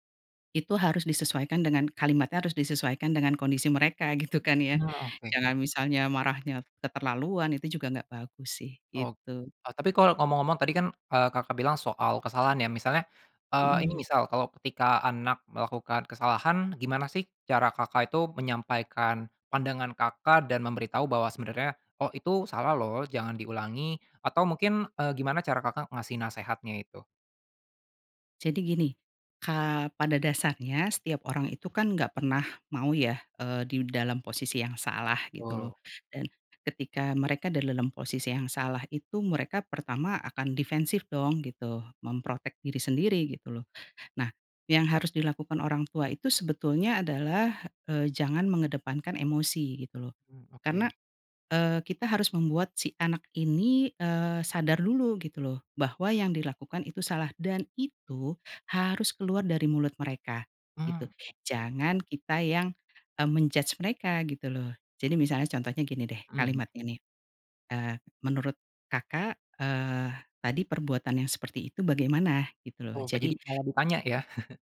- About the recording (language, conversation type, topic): Indonesian, podcast, Bagaimana kamu menyeimbangkan nilai-nilai tradisional dengan gaya hidup kekinian?
- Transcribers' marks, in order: other background noise; in English: "mem-protect"; in English: "men-judge"; chuckle